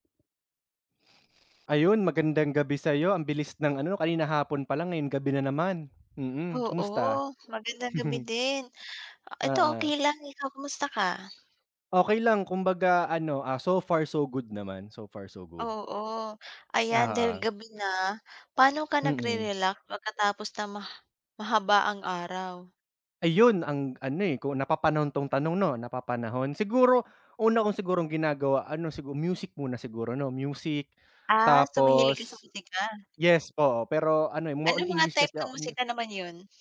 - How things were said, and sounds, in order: chuckle
- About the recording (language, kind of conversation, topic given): Filipino, unstructured, Paano ka nagpapahinga pagkatapos ng mahabang araw?